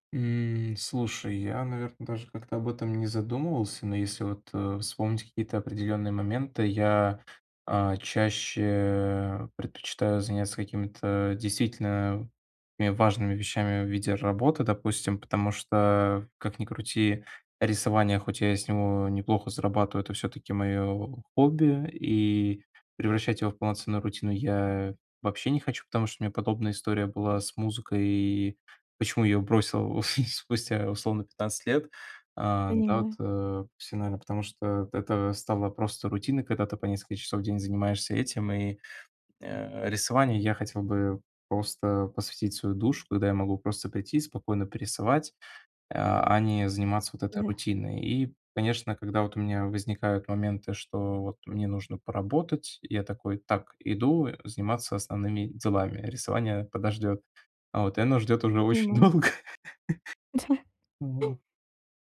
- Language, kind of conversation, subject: Russian, advice, Как мне справиться с творческим беспорядком и прокрастинацией?
- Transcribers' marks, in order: laugh; laugh; tapping; laughing while speaking: "долго"; laugh